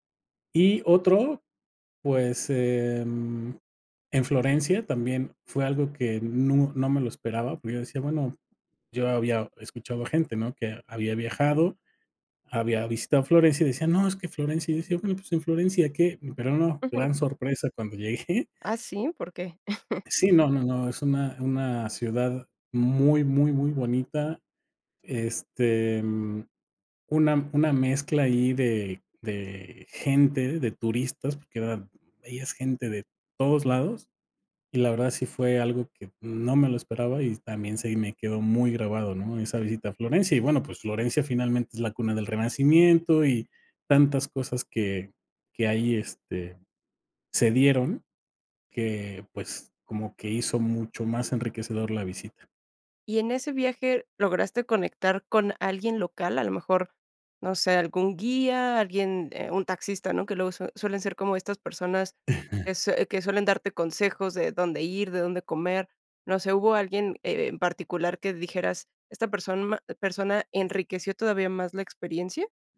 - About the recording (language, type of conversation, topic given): Spanish, podcast, ¿Qué viaje te cambió la vida y por qué?
- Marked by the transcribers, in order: chuckle